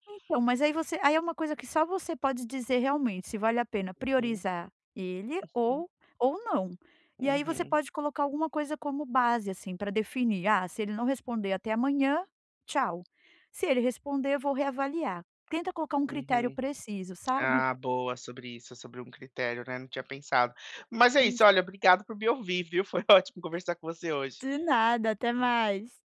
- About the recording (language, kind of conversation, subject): Portuguese, advice, Como reavaliar minhas prioridades e recomeçar sem perder o que já conquistei?
- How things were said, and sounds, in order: tapping; chuckle; other background noise